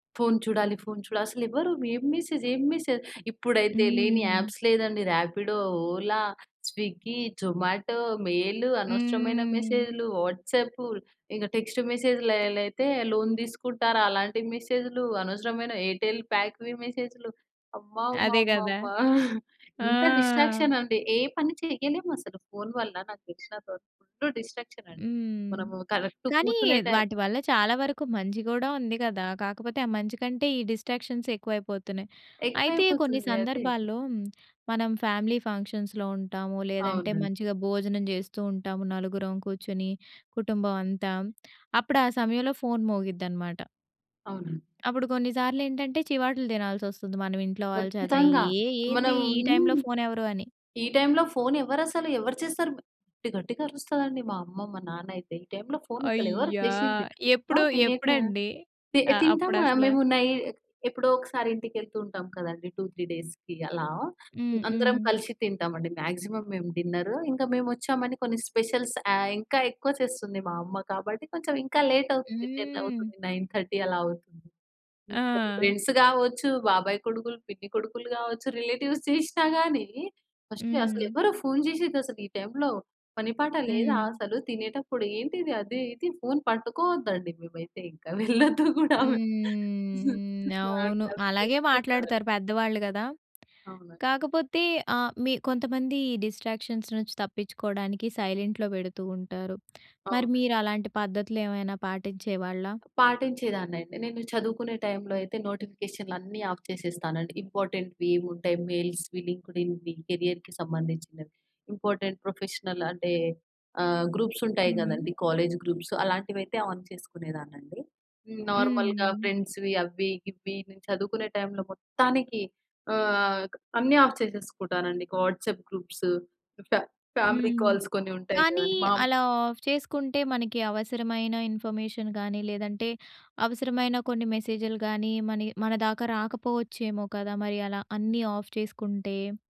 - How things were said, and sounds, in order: in English: "మెసేజ్"; in English: "మెసేజ్"; in English: "యాప్స్"; in English: "రాపిడో, ఓలా, స్విగ్గీ, జొమాటో, మెయిల్"; other background noise; drawn out: "హ్మ్"; in English: "లోన్"; in English: "ప్యాక్‌వి"; giggle; in English: "డిస్ట్రాక్షన్"; in English: "ఫుల్ డిస్ట్రాక్షన్"; in English: "కరెక్ట్"; in English: "డిస్ట్రాక్షన్స్"; tapping; in English: "ఫ్యామిలీ ఫంక్షన్స్‌లో"; in English: "టూ త్రీ డేస్‌కి"; in English: "మాక్సిమమ్"; in English: "స్పెషల్స్"; in English: "లేట్"; in English: "టెన్"; in English: "నైన్ థర్టీ"; in English: "ఫ్రెండ్స్"; in English: "రిలేటివ్స్"; in English: "ఫస్ట్"; drawn out: "హ్మ్"; laughing while speaking: "వెళ్ళొద్దు గూడా మేం"; in English: "డిస్ట్రాక్షన్స్"; in English: "సైలెంట్‌లో"; in English: "ఆఫ్"; in English: "ఇంపార్టెంట్‌వి"; in English: "మెయిల్స్‌వి లింక్డ్‌ఇన్‌వి కేరియర్‌కి"; in English: "ఇంపార్టెంట్ ప్రొఫెషనల్"; in English: "గ్రూప్స్"; in English: "కాలేజ్ గ్రూప్స్"; in English: "ఆన్"; in English: "నార్మల్‌గా ఫ్రెండ్స్‌వి"; in English: "ఆఫ్"; in English: "ఫా ఫ్యామిలీ కాల్స్"; in English: "ఆఫ్"; in English: "ఇన్ఫర్మేషన్"; in English: "ఆఫ్"
- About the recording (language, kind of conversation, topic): Telugu, podcast, ఫోన్‌లో వచ్చే నోటిఫికేషన్‌లు మనం వినే దానిపై ఎలా ప్రభావం చూపిస్తాయి?